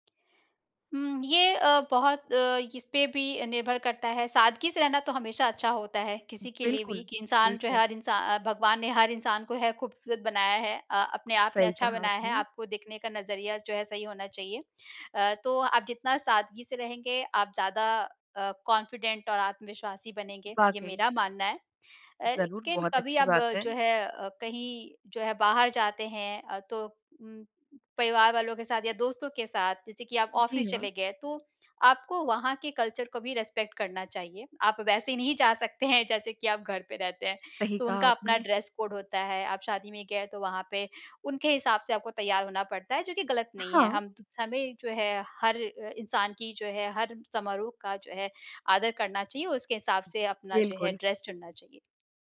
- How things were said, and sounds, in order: in English: "कॉन्फिडेंट"; in English: "ऑफिस"; in English: "कल्चर"; in English: "रिस्पेक्ट"; in English: "ड्रेस कोड"; in English: "ड्रेस"
- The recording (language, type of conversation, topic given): Hindi, podcast, आपके लिए ‘असली’ शैली का क्या अर्थ है?